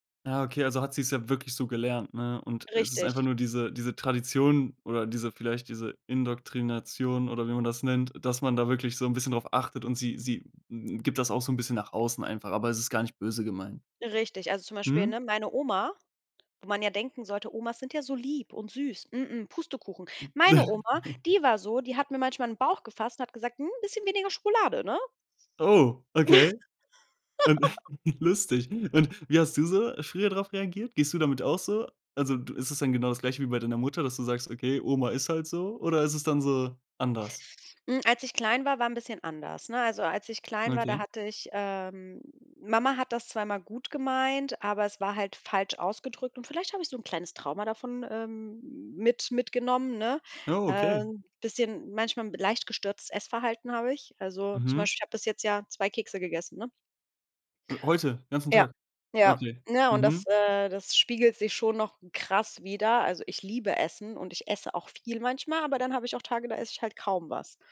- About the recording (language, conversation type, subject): German, podcast, Wie findest du die Balance zwischen Ehrlichkeit und Verletzlichkeit?
- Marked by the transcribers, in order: chuckle; giggle; chuckle